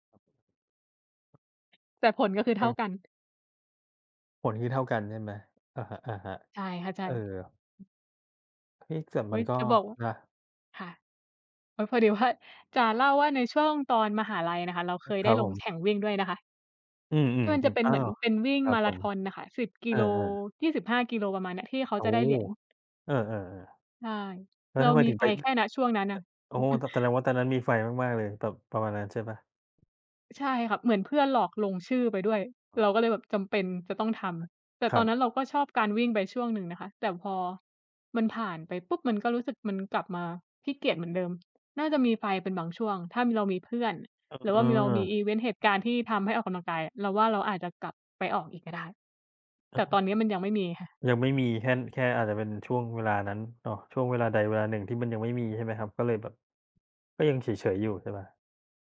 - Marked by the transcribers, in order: tapping; other background noise; chuckle
- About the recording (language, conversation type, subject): Thai, unstructured, คุณคิดว่าการไม่ออกกำลังกายส่งผลเสียต่อร่างกายอย่างไร?
- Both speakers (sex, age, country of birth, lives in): female, 25-29, Thailand, Thailand; male, 40-44, Thailand, Thailand